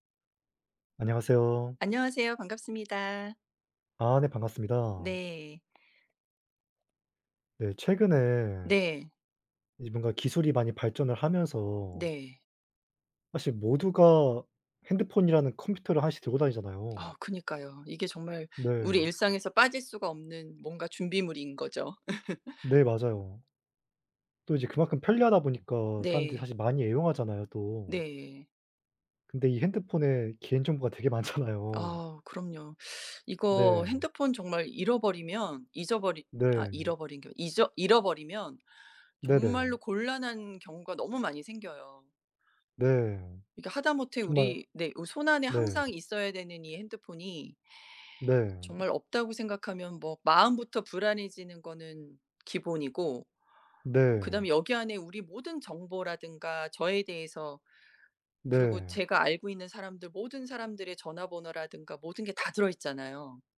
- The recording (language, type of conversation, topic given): Korean, unstructured, 기술 발전으로 개인정보가 위험해질까요?
- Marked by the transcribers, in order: other background noise; laugh; laughing while speaking: "많잖아요"; teeth sucking; tapping